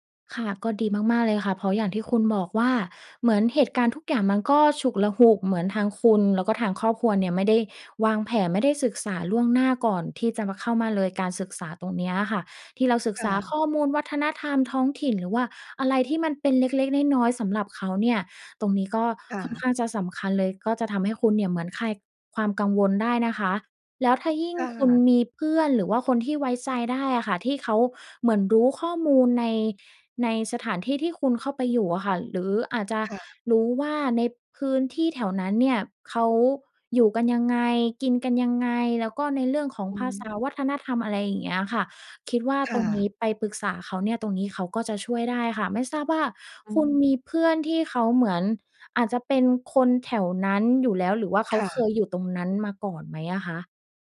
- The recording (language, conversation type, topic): Thai, advice, คุณรู้สึกวิตกกังวลเวลาเจอคนใหม่ๆ หรืออยู่ในสังคมหรือไม่?
- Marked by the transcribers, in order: none